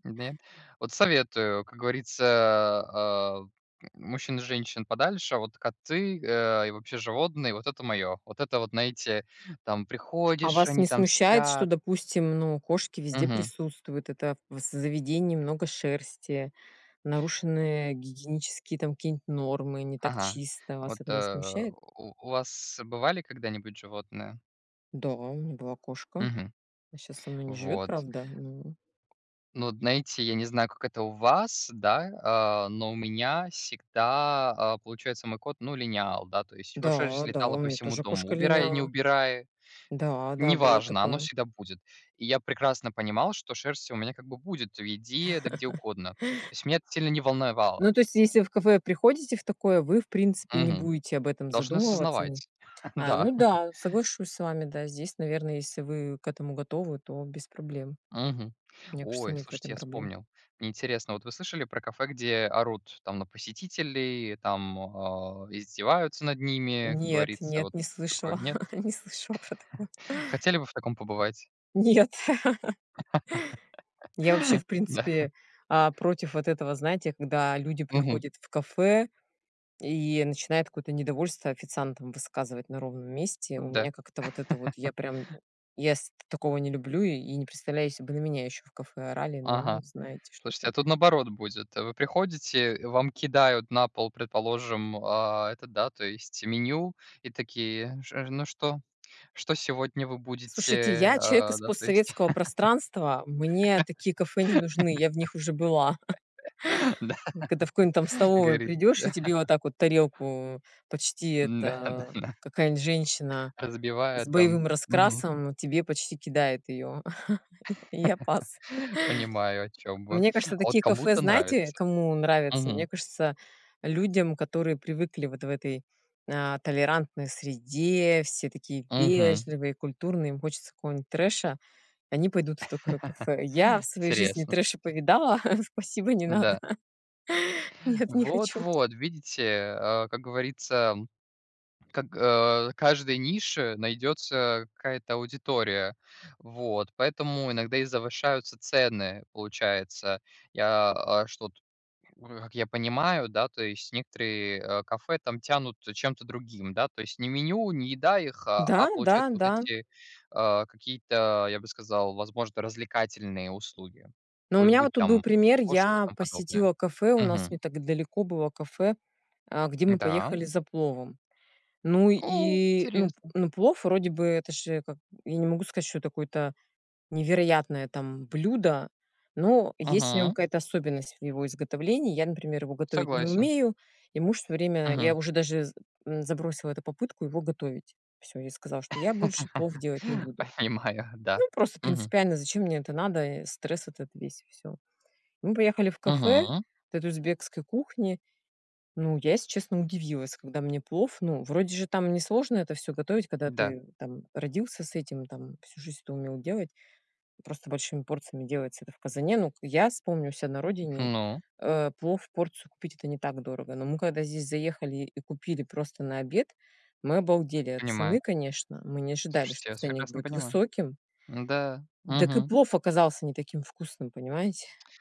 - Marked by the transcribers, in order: tapping; laugh; other background noise; chuckle; chuckle; laughing while speaking: "не слышала про такое"; laughing while speaking: "Нет"; laugh; chuckle; laugh; laugh; laugh; laugh; laugh; chuckle; laughing while speaking: "спасибо, не надо"; chuckle; surprised: "О"; laugh
- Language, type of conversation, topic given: Russian, unstructured, Зачем некоторые кафе завышают цены на простые блюда?